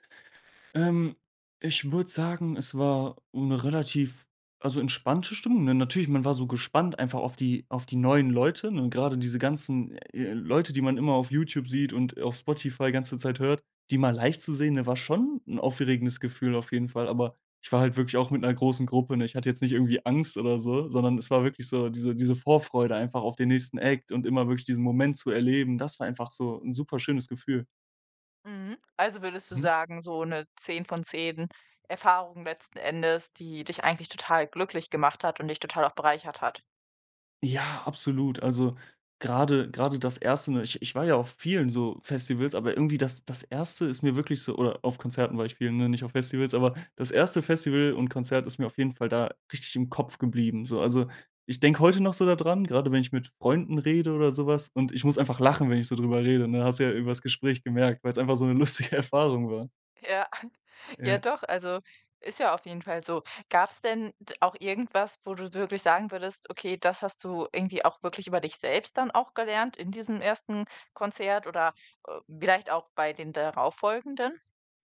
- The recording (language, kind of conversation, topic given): German, podcast, Woran erinnerst du dich, wenn du an dein erstes Konzert zurückdenkst?
- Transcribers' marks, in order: laughing while speaking: "lustige Erfahrung"; chuckle